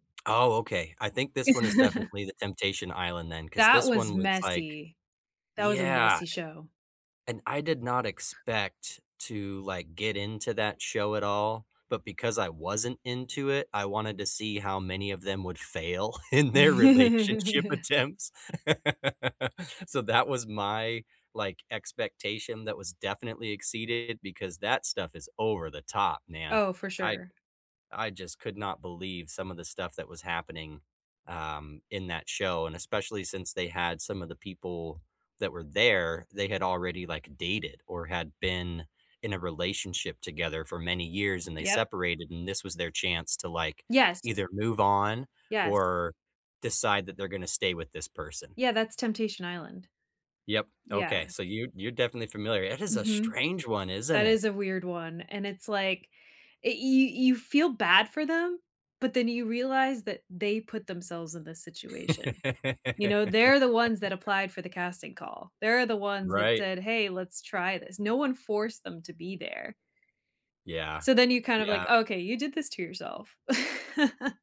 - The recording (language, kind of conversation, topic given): English, unstructured, What recent show did you binge-watch that pleasantly surprised you, and what exceeded your expectations about it?
- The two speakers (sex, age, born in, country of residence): female, 30-34, United States, United States; male, 40-44, United States, United States
- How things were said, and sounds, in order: chuckle; laughing while speaking: "in their relationship attempts"; chuckle; laugh; laugh; chuckle